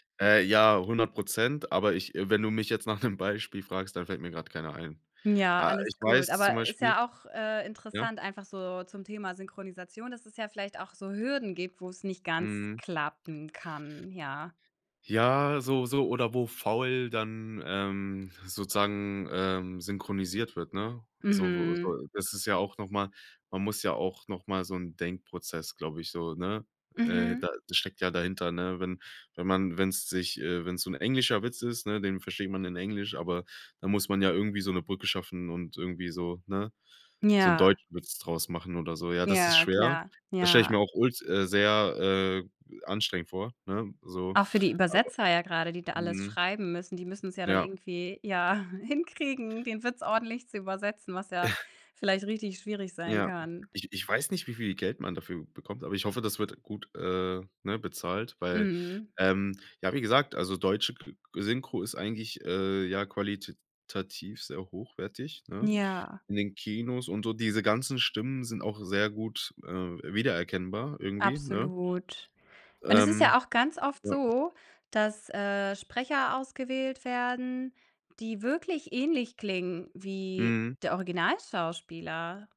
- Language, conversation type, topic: German, podcast, Was bevorzugst du: Untertitel oder Synchronisation, und warum?
- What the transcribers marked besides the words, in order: laughing while speaking: "'nem"; other background noise; laughing while speaking: "ja"; snort; tapping